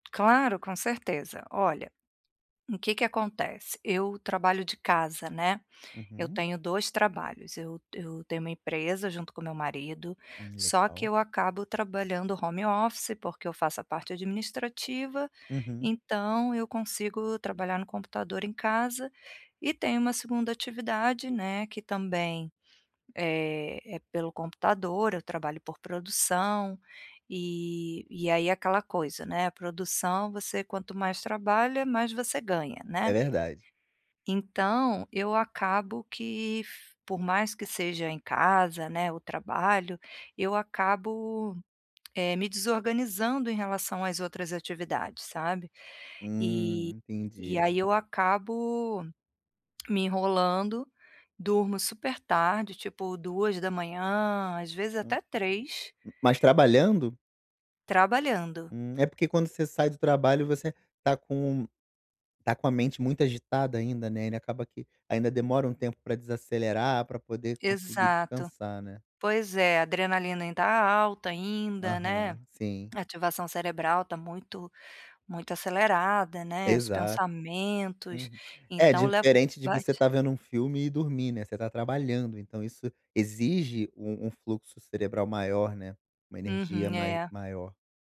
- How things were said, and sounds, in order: in English: "home office"; other noise
- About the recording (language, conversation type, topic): Portuguese, advice, Como posso estabelecer uma rotina de sono mais regular?